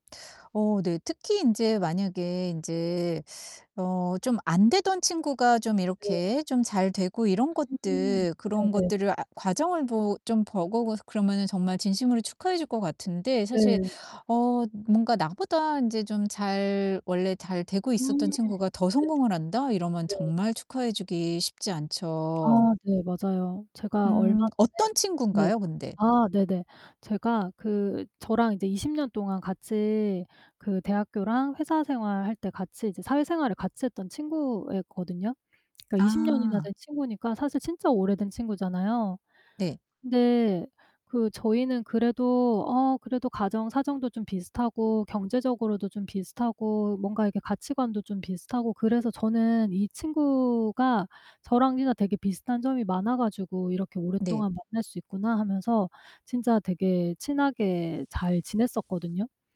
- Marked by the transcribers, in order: distorted speech; tapping
- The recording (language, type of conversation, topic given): Korean, advice, 친구의 성공을 보며 질투가 나고 자존감이 흔들릴 때 어떻게 하면 좋을까요?